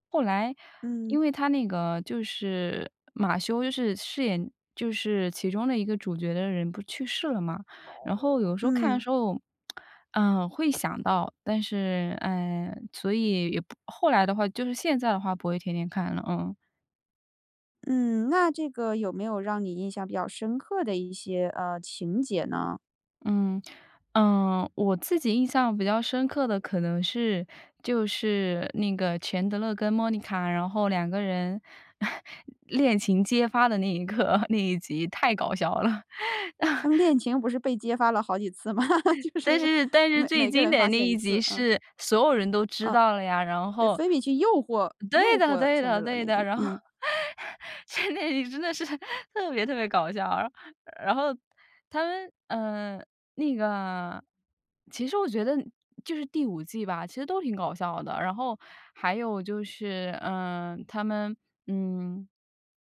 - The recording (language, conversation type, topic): Chinese, podcast, 哪种媒体最容易让你忘掉现实烦恼？
- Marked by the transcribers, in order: tsk; chuckle; laughing while speaking: "刻"; chuckle; laughing while speaking: "了"; chuckle; chuckle; other background noise; laughing while speaking: "后钱德勒 真的是"; "钱德里" said as "钱德勒"; chuckle